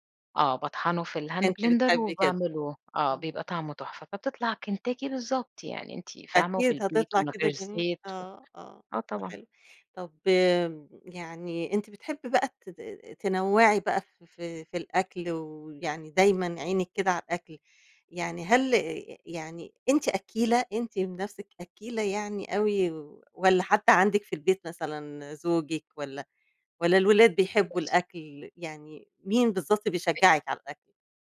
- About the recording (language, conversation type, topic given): Arabic, podcast, إيه رأيك في تأثير السوشيال ميديا على عادات الأكل؟
- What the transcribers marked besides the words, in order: tapping; in English: "الhand blender"